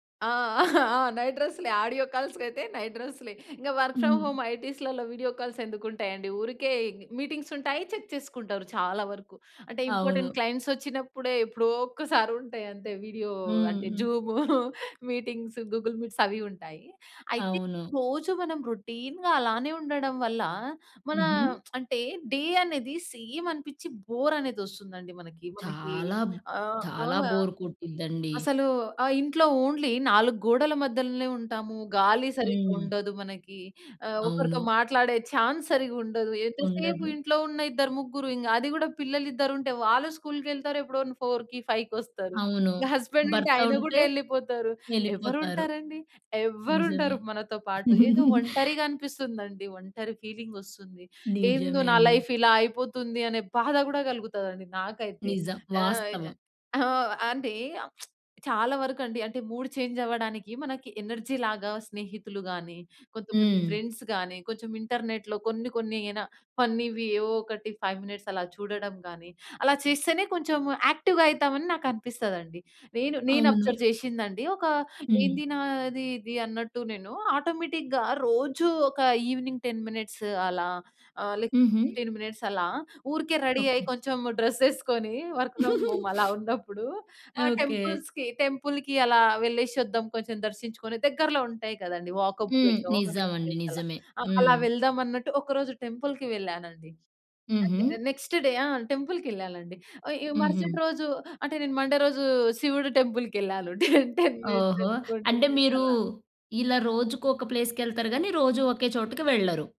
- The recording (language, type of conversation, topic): Telugu, podcast, ఒక వారం పాటు రోజూ బయట 10 నిమిషాలు గడిపితే ఏ మార్పులు వస్తాయని మీరు భావిస్తారు?
- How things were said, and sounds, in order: laughing while speaking: "ఆ! ఆ! నైట్ డ్రెస్‌లె. ఆడియో కాల్స్‌కైయితే నైట్ డ్రెస్‌లే"; in English: "నైట్"; in English: "నైట్"; in English: "వర్క్ ఫ్రామ్ హోమ్"; in English: "వీడియో కాల్స్"; in English: "మీటింగ్స్"; in English: "చెక్"; in English: "ఇంపార్టెంట్ క్లయింట్స్"; chuckle; in English: "మీటింగ్స్, గూగుల్ మీట్స్"; in English: "రొటీన్‌గా"; tapping; in English: "డే"; in English: "సేమ్"; in English: "బోర్"; in English: "ఓన్లీ"; in English: "చాన్స్"; in English: "ఫోర్‌కి"; in English: "హస్బెండ్"; chuckle; in English: "లైఫ్"; lip smack; in English: "మూడ్ చేంజ్"; in English: "ఎనర్జీ‌లాగా"; in English: "ఫ్రెండ్స్"; in English: "ఇంటర్నెట్‌లో"; in English: "ఫైవ్ మినిట్స్"; in English: "యాక్టివ్‌గా"; in English: "అబ్జర్వ్"; in English: "ఆటోమేటిక్‌గా"; in English: "ఈవెనింగ్ టెన్ మినిట్స్"; in English: "ఫిఫ్టీన్ మినిట్స్"; in English: "రెడీ"; in English: "డ్రెస్"; in English: "వర్క్ ఫ్రమ్ హోమ్"; giggle; in English: "టెంపుల్స్‌కి టెంపుల్‍కి"; in English: "వాకబుల్ ప్లేస్"; in English: "టెంపుల్‍కి"; in English: "నెక్స్ట్ డే"; in English: "మండే"; chuckle; in English: "టెన్ మినిట్స్ ట్వెంటీ మినిట్స్"